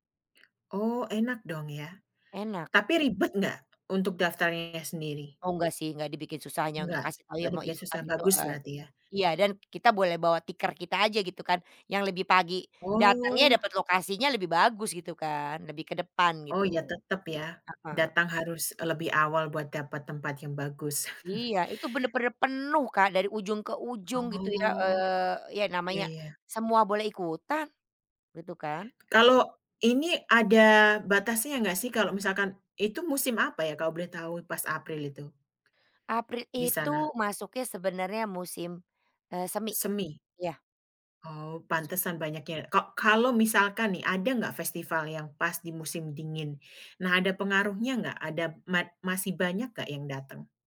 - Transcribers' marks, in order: tongue click; chuckle; "April" said as "apri"; tapping
- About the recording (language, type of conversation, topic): Indonesian, podcast, Bagaimana rasanya mengikuti acara kampung atau festival setempat?